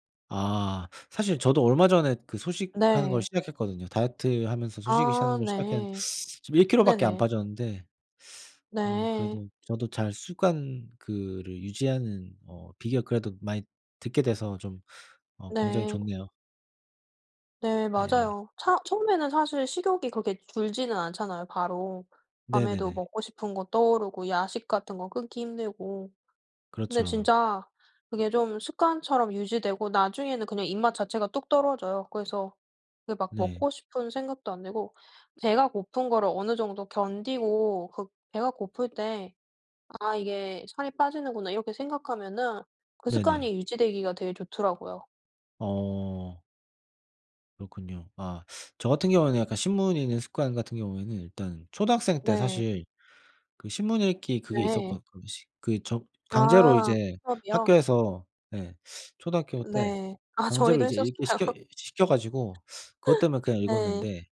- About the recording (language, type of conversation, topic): Korean, unstructured, 어떤 습관이 당신의 삶을 바꿨나요?
- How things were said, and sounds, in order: tapping; other background noise; laughing while speaking: "아 저희도 했었어요"